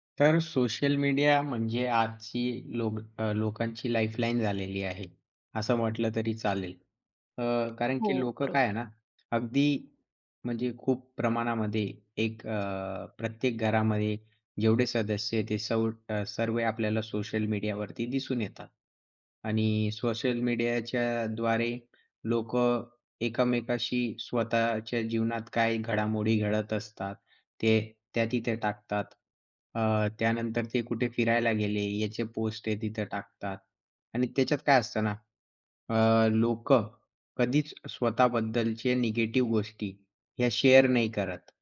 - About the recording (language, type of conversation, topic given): Marathi, podcast, सामाजिक माध्यमांवर लोकांचे आयुष्य नेहमीच परिपूर्ण का दिसते?
- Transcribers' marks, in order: other background noise; in English: "लाईफलाईन"; tapping; in English: "शेअर"